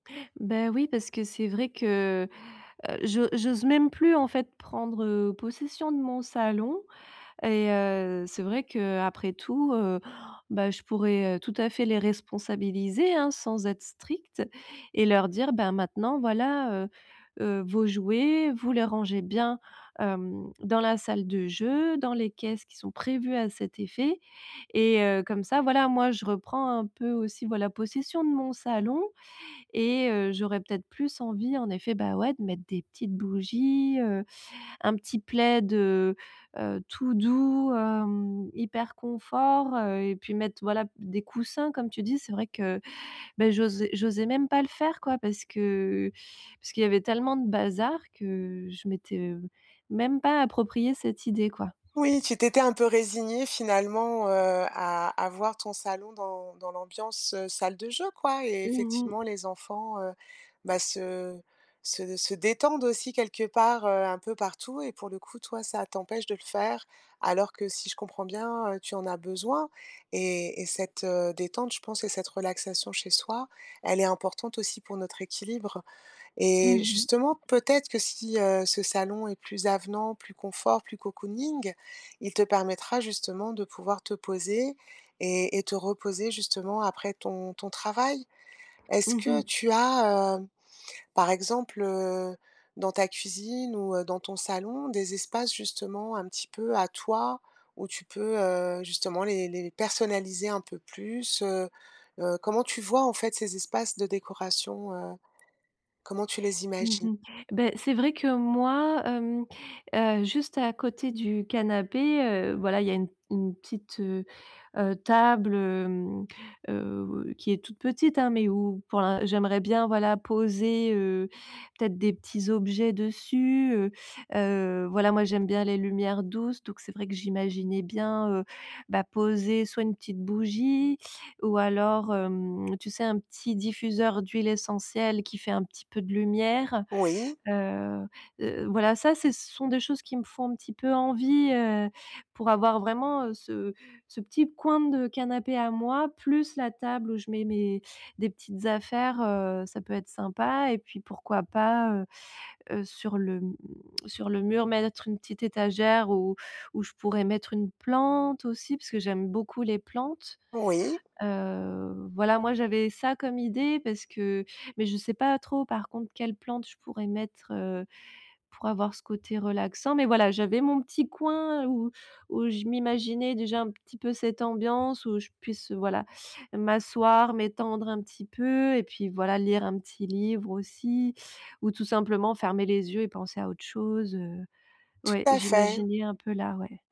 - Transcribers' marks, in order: other background noise; in English: "cocooning"; tapping
- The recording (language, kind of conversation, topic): French, advice, Comment puis-je créer une ambiance relaxante chez moi ?